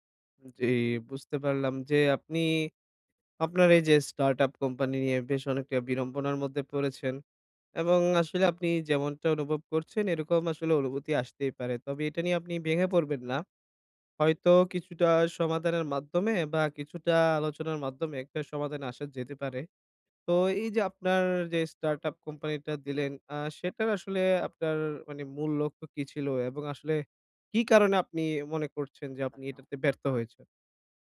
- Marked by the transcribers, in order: in English: "startup"; in English: "startup"
- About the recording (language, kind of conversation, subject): Bengali, advice, ব্যর্থতার পর কীভাবে আবার লক্ষ্য নির্ধারণ করে এগিয়ে যেতে পারি?
- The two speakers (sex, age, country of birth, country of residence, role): male, 20-24, Bangladesh, Bangladesh, user; male, 25-29, Bangladesh, Bangladesh, advisor